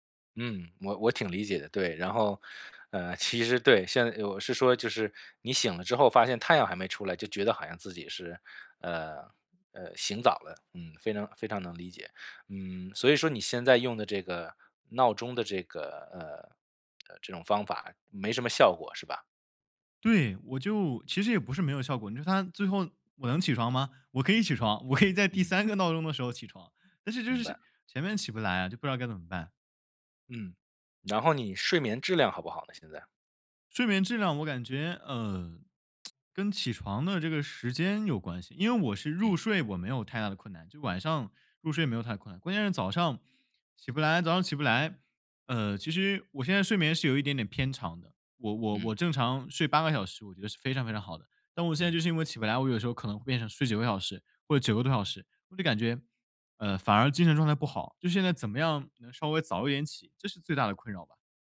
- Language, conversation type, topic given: Chinese, advice, 如何通过优化恢复与睡眠策略来提升运动表现？
- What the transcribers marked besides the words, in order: tapping; other background noise; laughing while speaking: "可以"; lip smack